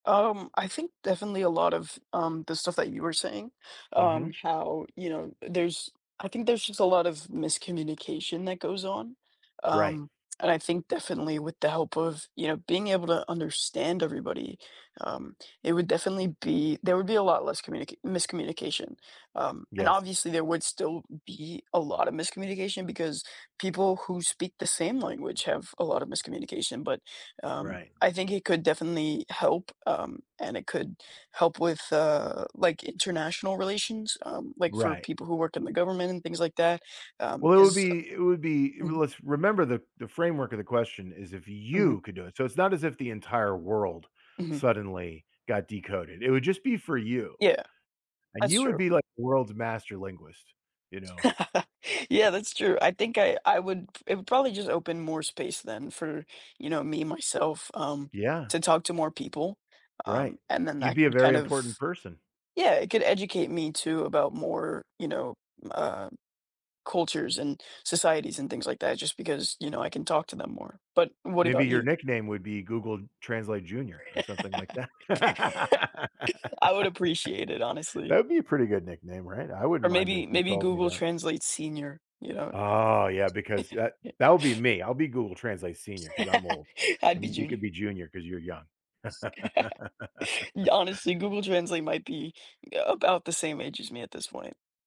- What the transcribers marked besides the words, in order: tapping; other background noise; stressed: "you"; chuckle; laugh; laughing while speaking: "that"; laugh; laugh; laugh
- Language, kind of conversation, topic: English, unstructured, How could breaking language barriers with humans or animals change our relationships and understanding of the world?
- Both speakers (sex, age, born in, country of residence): male, 18-19, United States, United States; male, 50-54, United States, United States